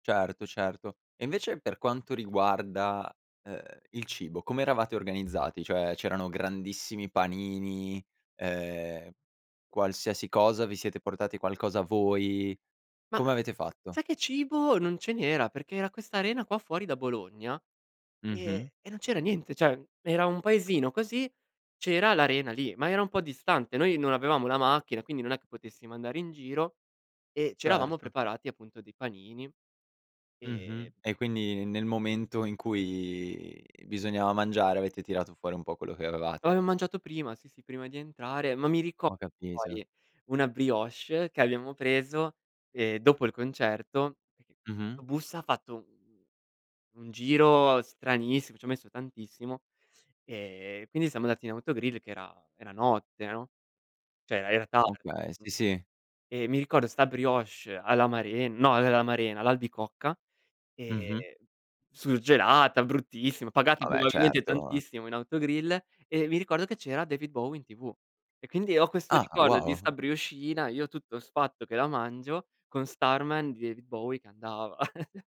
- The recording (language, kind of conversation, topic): Italian, podcast, Qual è il concerto più indimenticabile che hai visto e perché ti è rimasto nel cuore?
- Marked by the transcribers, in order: other background noise; tapping; "cioè" said as "ceh"; "Cioè" said as "ceh"; chuckle